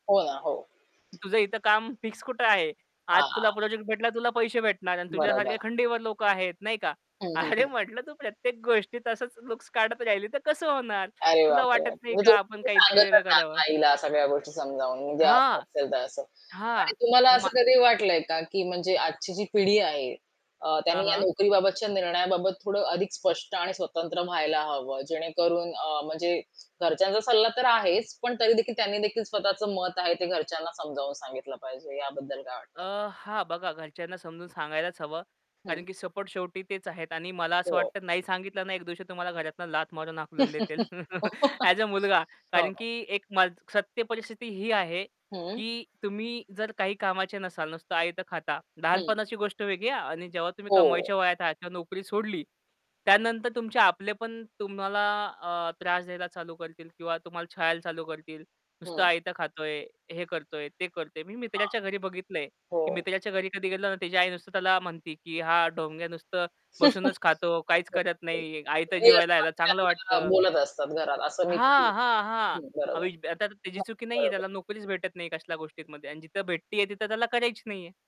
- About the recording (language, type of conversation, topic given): Marathi, podcast, नोकरी सोडताना किंवा बदलताना तुम्ही कुटुंबाशी कसे बोलता?
- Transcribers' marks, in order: static; distorted speech; laughing while speaking: "अरे म्हटलं"; unintelligible speech; other background noise; laugh; chuckle; in English: "ॲज अ"; chuckle; unintelligible speech